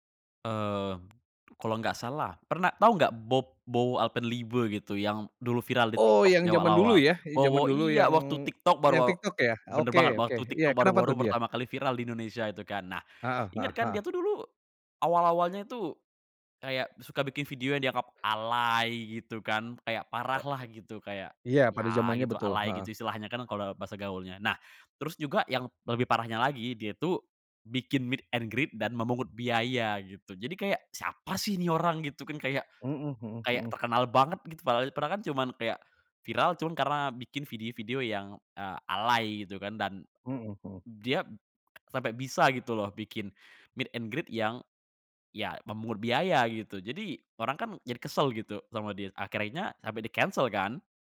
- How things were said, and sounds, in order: in English: "meet and greet"; tapping; in English: "meet and greet"
- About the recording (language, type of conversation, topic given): Indonesian, podcast, Mengapa banyak orang mudah terlibat dalam budaya pembatalan akhir-akhir ini?